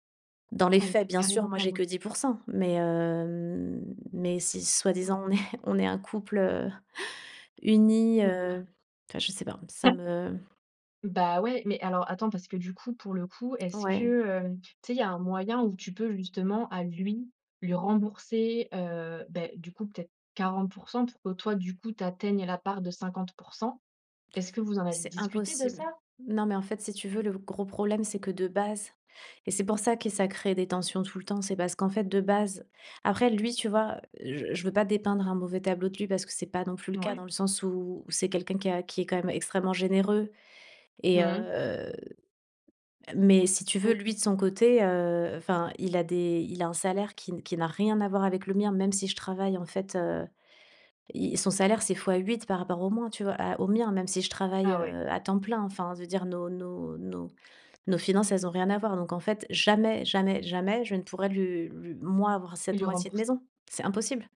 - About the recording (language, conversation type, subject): French, advice, Comment gérer des disputes financières fréquentes avec mon partenaire ?
- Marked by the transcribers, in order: drawn out: "hem"; gasp; chuckle; laugh